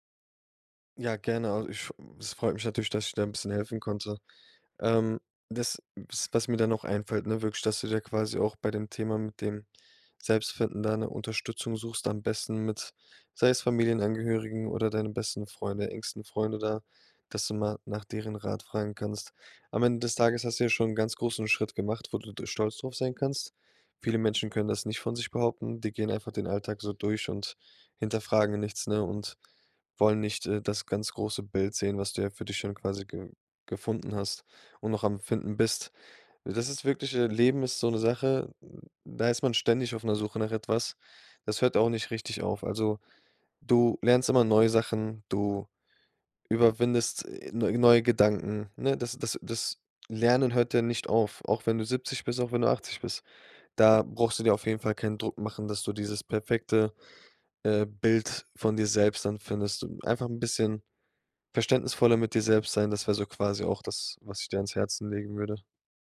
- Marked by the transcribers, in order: other noise
- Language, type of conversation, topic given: German, advice, Wie kann ich alte Muster loslassen und ein neues Ich entwickeln?